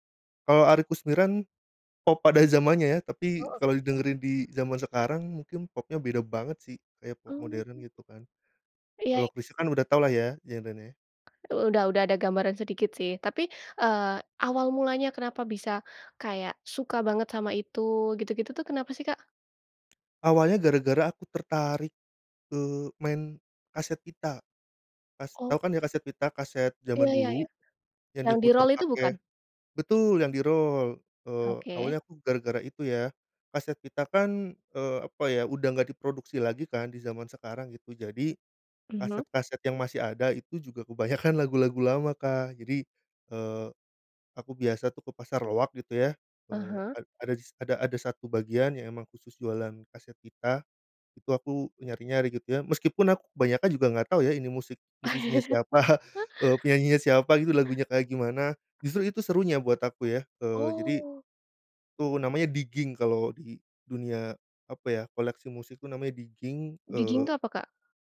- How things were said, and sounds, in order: tapping; laughing while speaking: "kebanyakan"; chuckle; laughing while speaking: "siapa"; in English: "digging"; in English: "digging"; in English: "Digging"
- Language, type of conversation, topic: Indonesian, podcast, Apa yang membuat musik nostalgia begitu berpengaruh bagi banyak orang?